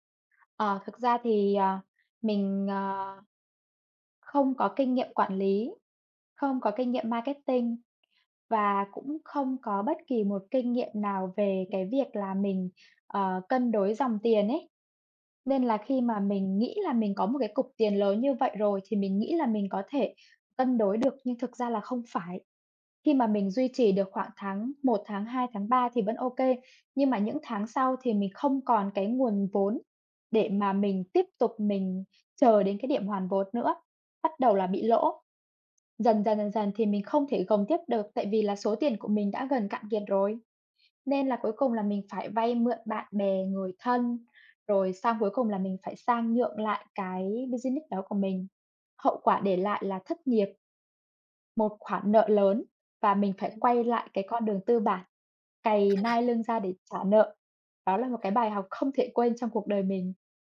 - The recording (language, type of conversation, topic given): Vietnamese, unstructured, Bạn đã học được bài học quý giá nào từ một thất bại mà bạn từng trải qua?
- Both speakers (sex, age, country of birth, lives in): female, 20-24, Vietnam, Vietnam; female, 25-29, Vietnam, Vietnam
- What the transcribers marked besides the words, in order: tapping; in English: "marketing"; other background noise; in English: "business"